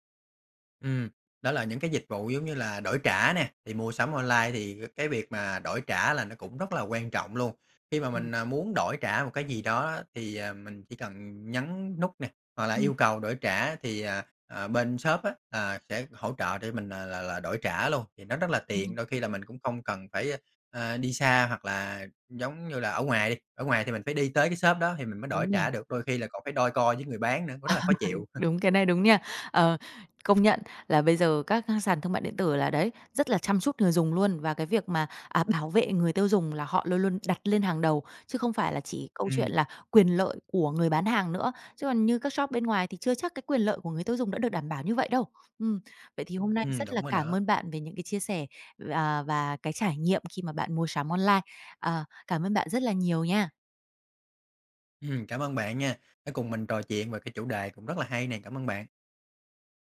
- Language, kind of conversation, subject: Vietnamese, podcast, Bạn có thể chia sẻ trải nghiệm mua sắm trực tuyến của mình không?
- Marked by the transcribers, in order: other background noise; tapping; chuckle; laughing while speaking: "Ừm"